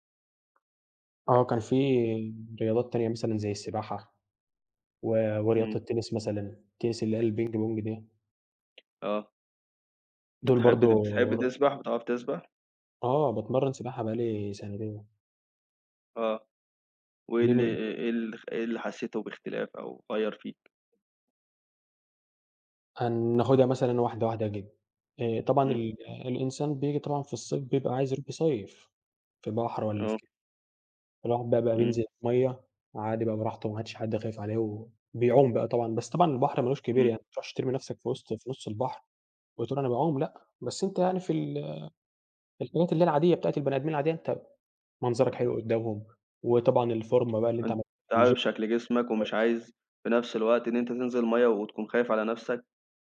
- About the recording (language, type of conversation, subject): Arabic, unstructured, إيه هي العادة الصغيرة اللي غيّرت حياتك؟
- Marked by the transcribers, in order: tapping; unintelligible speech; in English: "الGym"